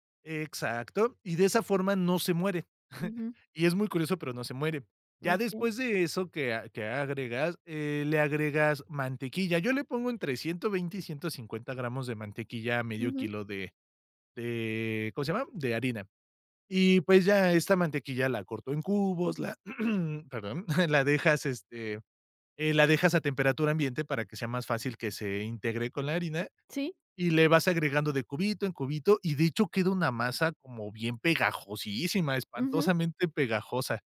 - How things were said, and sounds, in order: chuckle; throat clearing
- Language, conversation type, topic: Spanish, podcast, Cómo empezaste a hacer pan en casa y qué aprendiste